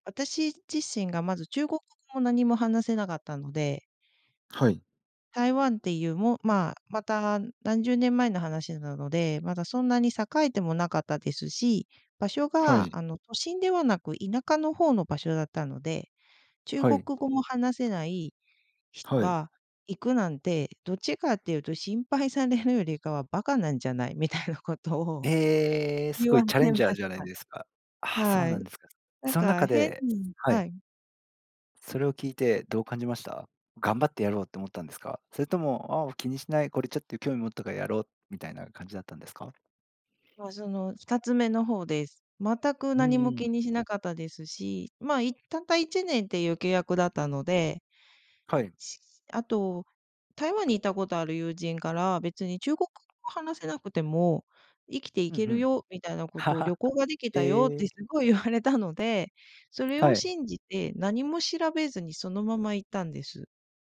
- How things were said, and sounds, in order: laughing while speaking: "みたいなこと"; other noise; chuckle
- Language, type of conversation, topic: Japanese, podcast, なぜ今の仕事を選んだのですか？